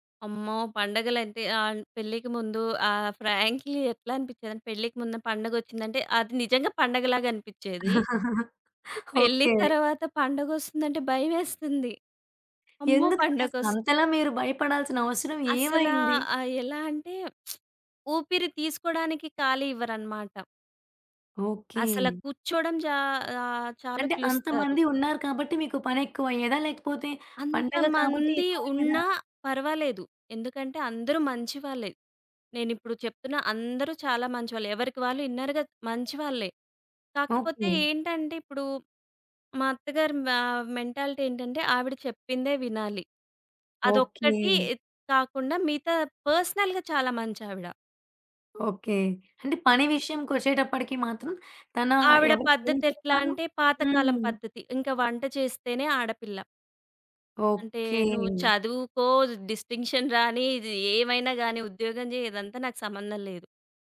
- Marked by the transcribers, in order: in English: "ఫ్రాంక్‌లీ"; chuckle; other background noise; lip smack; in English: "ఇన్నర్‌గా"; tapping; in English: "మెంటాలిటీ"; in English: "పర్సనల్‌గా"; in English: "డిస్టింక్షన్"
- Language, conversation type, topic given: Telugu, podcast, విభిన్న వయస్సులవారి మధ్య మాటలు అపార్థం కావడానికి ప్రధాన కారణం ఏమిటి?